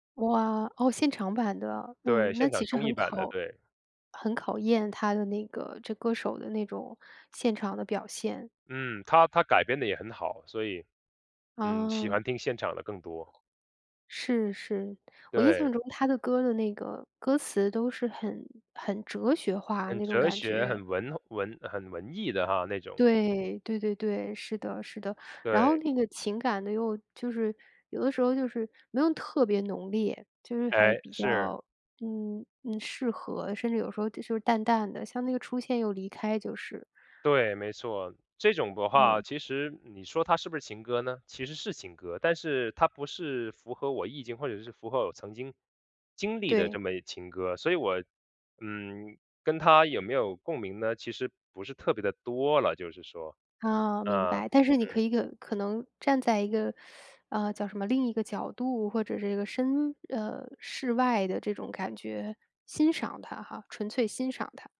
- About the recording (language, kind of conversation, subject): Chinese, podcast, 有哪些人或事影响了你现在的音乐口味？
- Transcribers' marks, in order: other background noise; teeth sucking